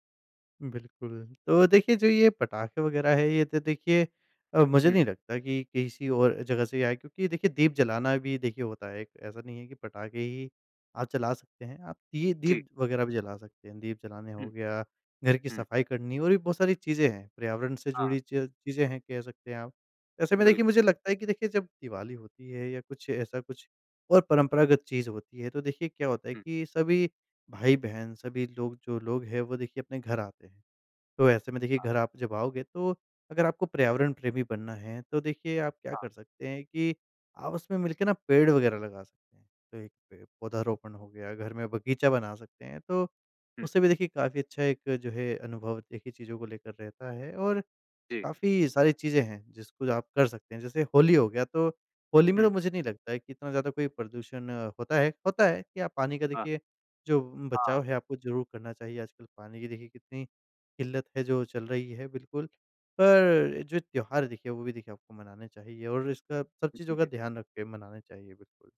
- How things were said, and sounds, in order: none
- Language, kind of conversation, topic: Hindi, podcast, त्योहारों को अधिक पर्यावरण-अनुकूल कैसे बनाया जा सकता है?